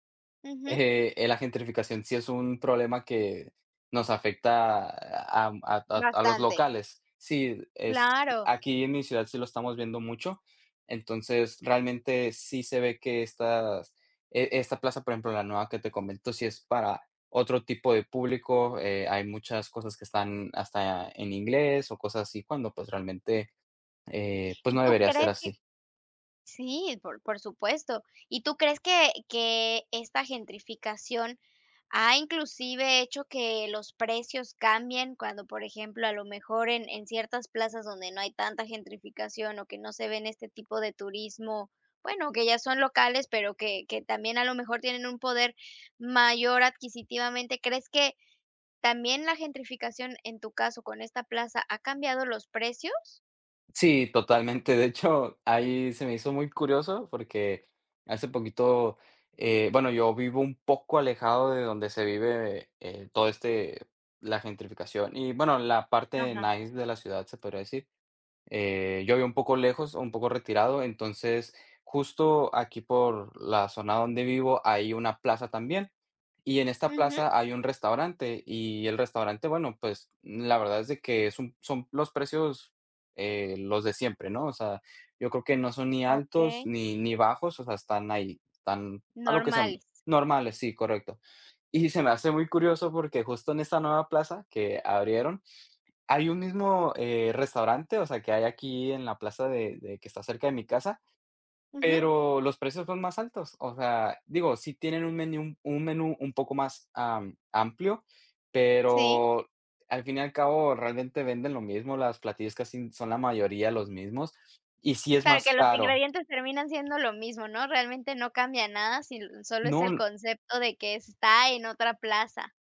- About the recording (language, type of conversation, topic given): Spanish, podcast, ¿Qué papel cumplen los bares y las plazas en la convivencia?
- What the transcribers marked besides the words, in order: in English: "nice"; other background noise; tapping; stressed: "está"